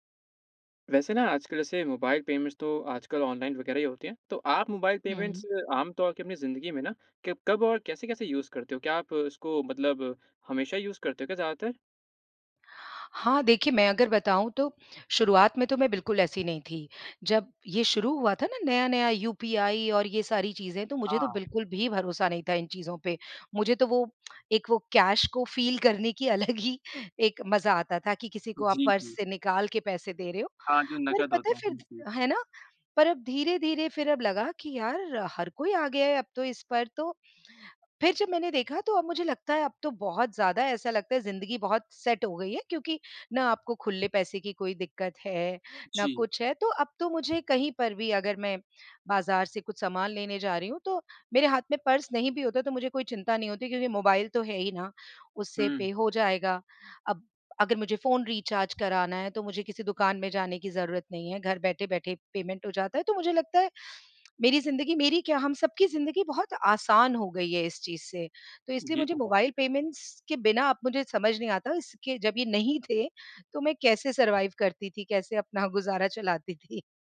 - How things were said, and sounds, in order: in English: "पेमेंट्स"; in English: "पेमेंट्स"; in English: "यूज़"; in English: "यूज़"; in English: "कैश"; in English: "फ़ील"; laughing while speaking: "अलग ही"; in English: "सेट"; in English: "पेमेंट"; in English: "पेमेंट्स"; in English: "सर्वाइव"; laughing while speaking: "अपना"
- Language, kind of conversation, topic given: Hindi, podcast, मोबाइल भुगतान का इस्तेमाल करने में आपको क्या अच्छा लगता है और क्या बुरा लगता है?